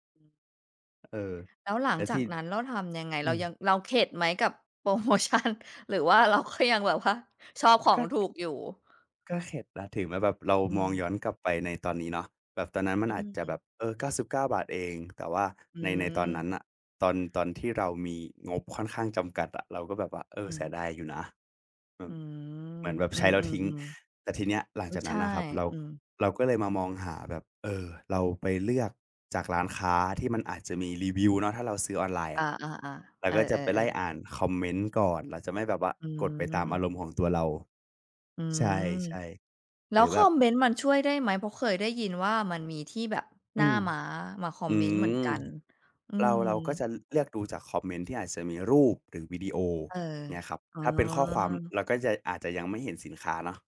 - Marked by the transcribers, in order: other background noise; tapping; laughing while speaking: "โพรโมชัน หรือว่าเราก็ยังแบบว่า"
- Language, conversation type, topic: Thai, podcast, ถ้างบจำกัด คุณเลือกซื้อเสื้อผ้าแบบไหน?